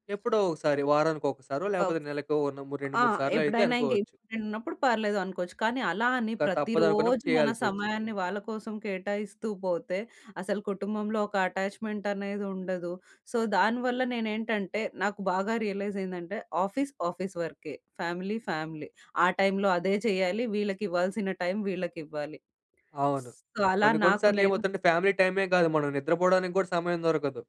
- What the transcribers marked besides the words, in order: other noise; in English: "ఇంపార్టెంట్"; in English: "అటాచ్మెంట్"; in English: "సో"; in English: "రియలైజ్"; in English: "ఆఫీస్ ఆఫీస్"; in English: "ఫ్యామిలీ ఫ్యామిలీ"; in English: "టైంలో"; in English: "టైం"; in English: "సో"; in English: "ఫ్యామిలీ"
- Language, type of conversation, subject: Telugu, podcast, పని మీద ఆధారపడకుండా సంతోషంగా ఉండేందుకు మీరు మీకు మీరే ఏ విధంగా పరిమితులు పెట్టుకుంటారు?